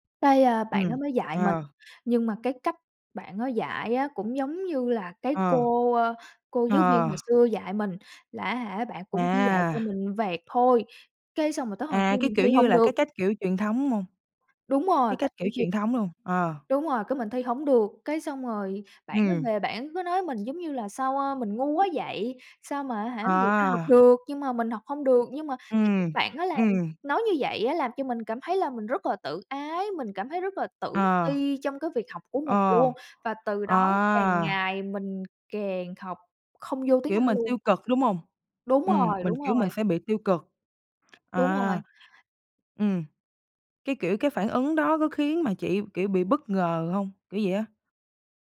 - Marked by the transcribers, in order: other background noise; tapping
- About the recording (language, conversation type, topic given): Vietnamese, podcast, Bạn có thể kể về một thất bại đã thay đổi cách bạn nhìn cuộc sống không?